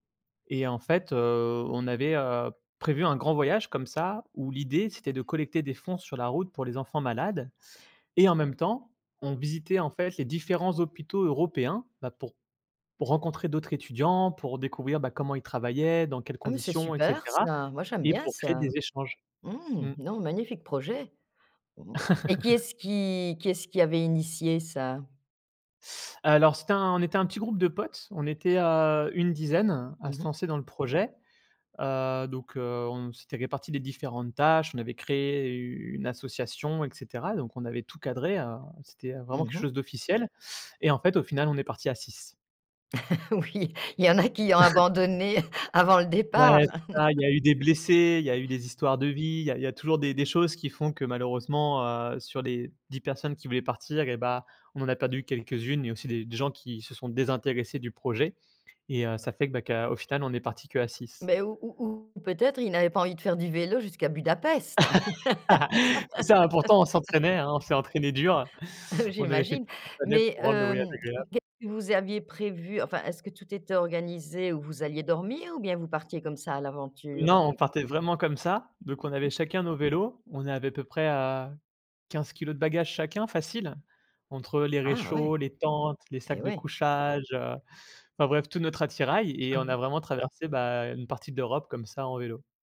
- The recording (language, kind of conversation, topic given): French, podcast, Peux-tu raconter une fois où une erreur t’a vraiment beaucoup appris ?
- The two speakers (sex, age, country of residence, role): female, 60-64, France, host; male, 30-34, France, guest
- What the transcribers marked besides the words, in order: other noise; laugh; other background noise; chuckle; laughing while speaking: "Oui"; chuckle; laugh; tapping; laugh; laugh; laughing while speaking: "Ah"